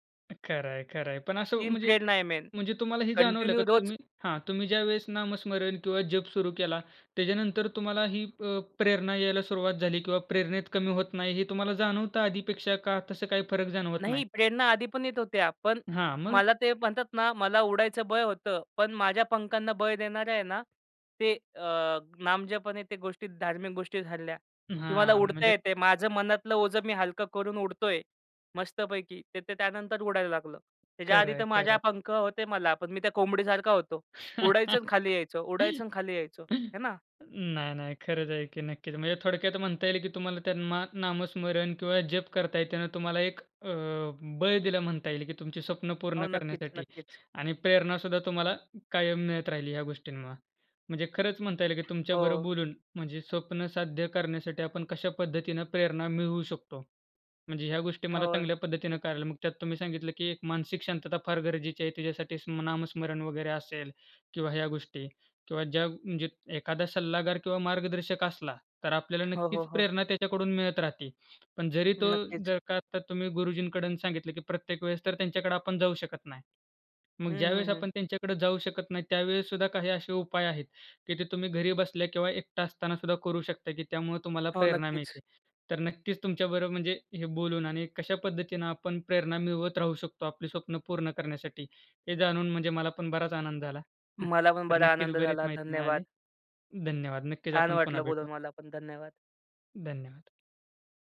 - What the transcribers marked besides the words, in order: in English: "मेन, कंटिन्यू"; other background noise; chuckle; tapping; chuckle
- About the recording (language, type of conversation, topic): Marathi, podcast, तुम्हाला स्वप्ने साध्य करण्याची प्रेरणा कुठून मिळते?